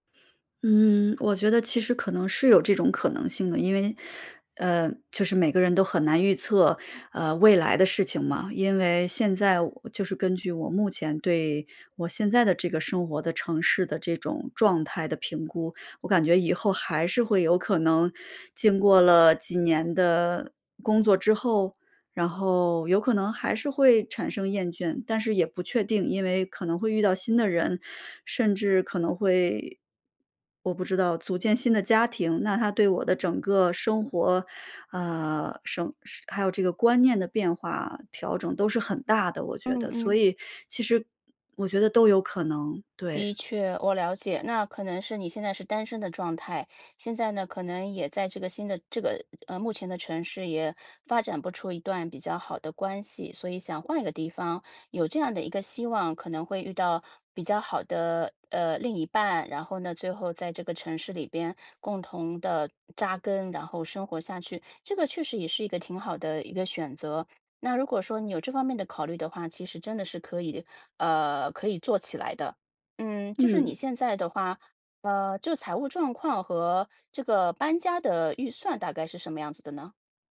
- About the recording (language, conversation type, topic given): Chinese, advice, 你正在考虑搬到另一个城市开始新生活吗？
- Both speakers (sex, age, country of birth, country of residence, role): female, 35-39, China, United States, user; female, 40-44, China, United States, advisor
- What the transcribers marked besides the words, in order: none